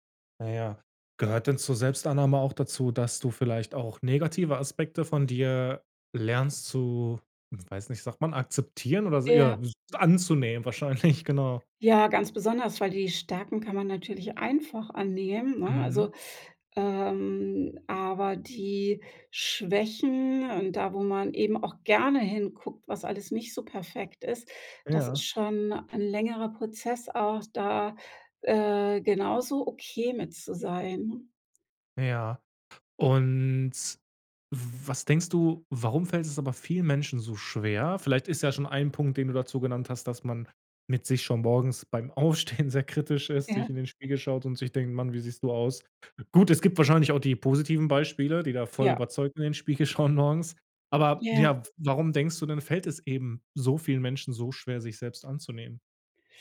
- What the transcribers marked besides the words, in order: laughing while speaking: "wahrscheinlich?"; stressed: "einfach"; laughing while speaking: "Aufstehen"; other background noise; laughing while speaking: "Spiegel schauen"
- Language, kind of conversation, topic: German, podcast, Was ist für dich der erste Schritt zur Selbstannahme?